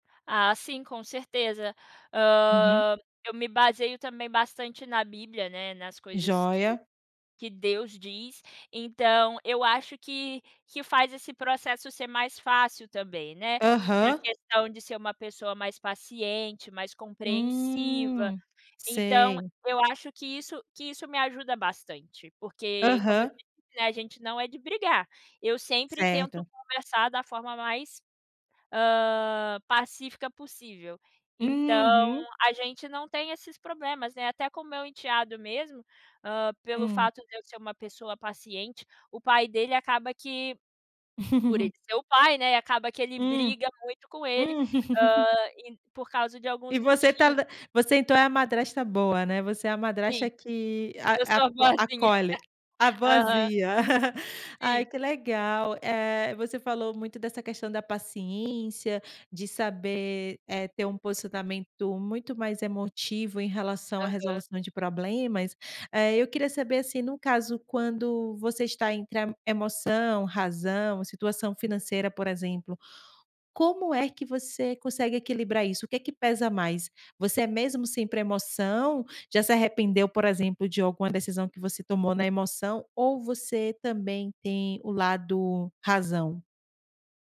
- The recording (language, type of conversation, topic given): Portuguese, podcast, Como você toma decisões em relacionamentos importantes?
- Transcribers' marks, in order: giggle; giggle; laugh